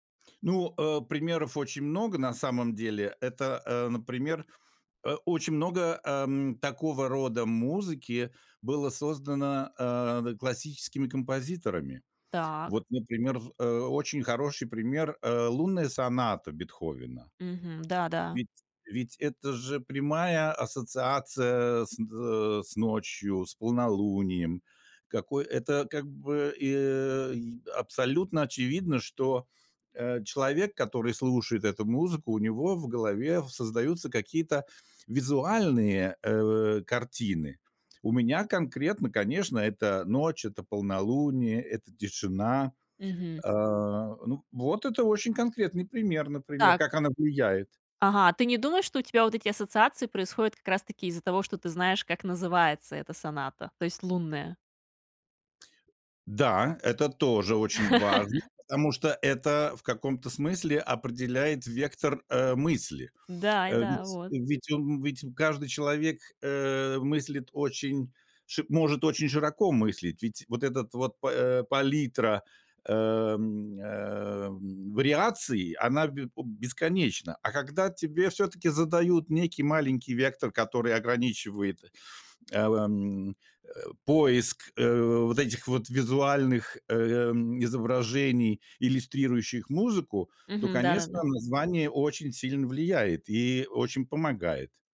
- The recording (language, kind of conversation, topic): Russian, podcast, Как окружение влияет на то, что ты слушаешь?
- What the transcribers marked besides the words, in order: laugh